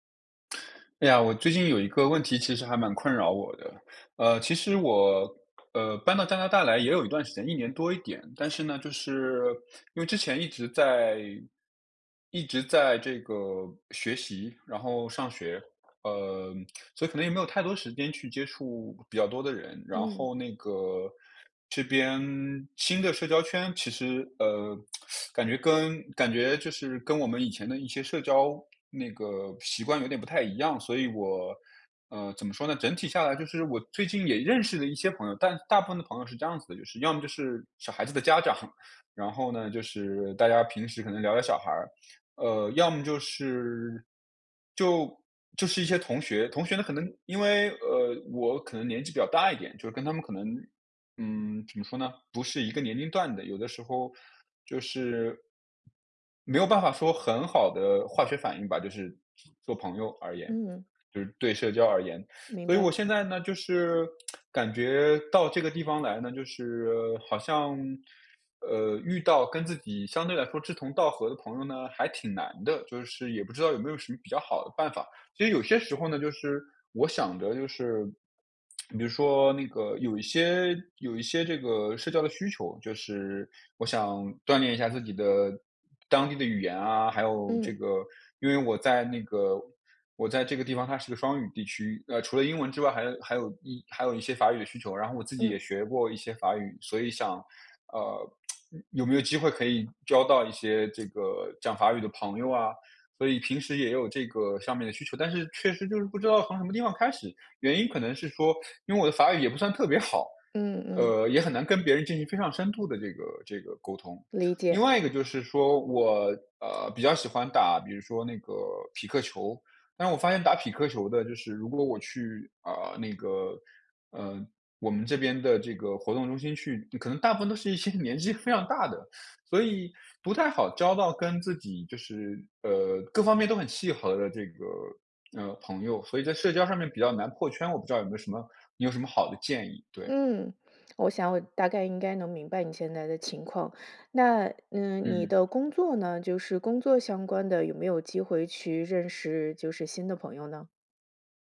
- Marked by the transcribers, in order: tsk; teeth sucking; laughing while speaking: "家长"; other background noise; teeth sucking; tsk; tsk; tsk; laughing while speaking: "一些"
- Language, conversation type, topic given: Chinese, advice, 在新城市里我该怎么建立自己的社交圈？